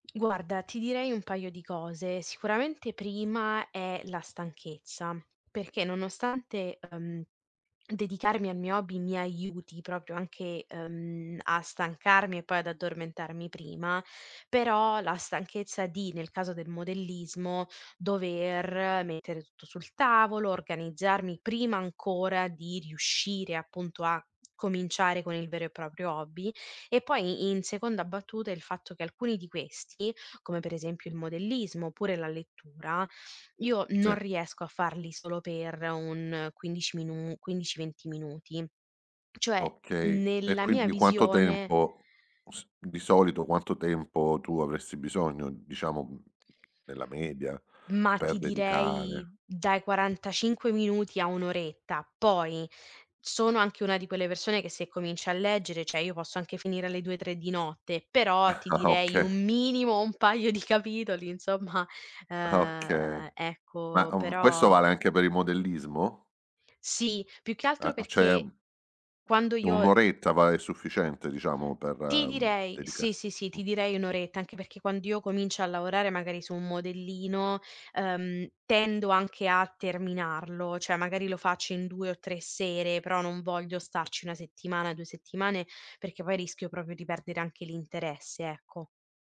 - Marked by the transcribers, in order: other background noise; tapping; "cioè" said as "ceh"; chuckle; laughing while speaking: "Ah"; stressed: "minimo"; laughing while speaking: "un paio di capitoli insomma"; laughing while speaking: "Ah"; drawn out: "ehm, ecco"; "cioè" said as "ceh"
- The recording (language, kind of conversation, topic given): Italian, advice, Come posso superare le difficoltà nel trasformare un hobby in una pratica quotidiana?